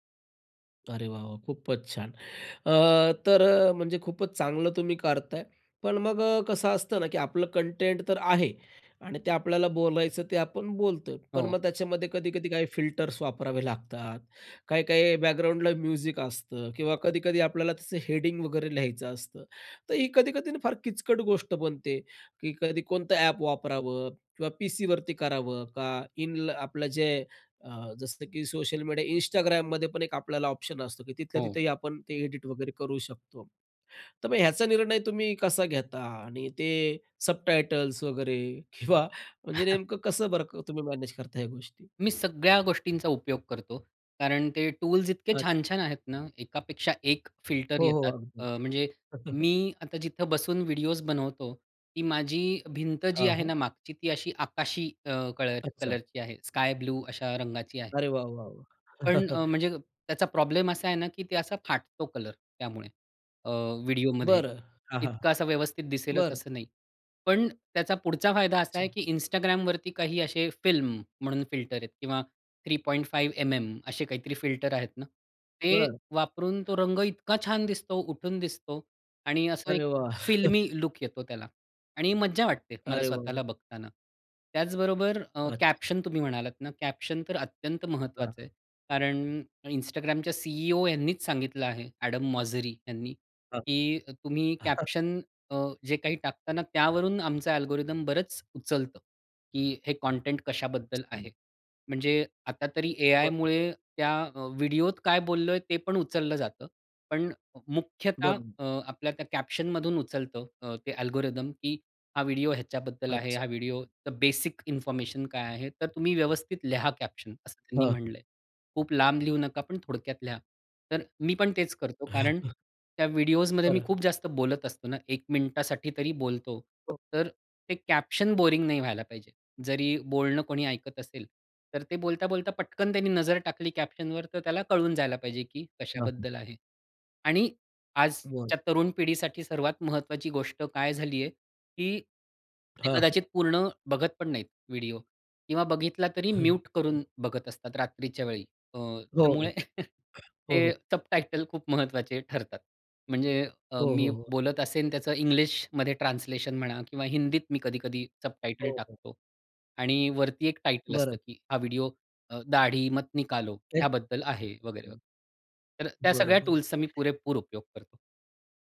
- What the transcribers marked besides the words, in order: tapping; in English: "म्युझिक"; in English: "हेडिंग"; laughing while speaking: "किंवा"; chuckle; chuckle; chuckle; chuckle; chuckle; in English: "अल्गोरिदम"; in English: "अल्गोरिदम"; chuckle; chuckle; other background noise; chuckle; unintelligible speech
- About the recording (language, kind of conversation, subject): Marathi, podcast, तू सोशल मीडियावर तुझं काम कसं सादर करतोस?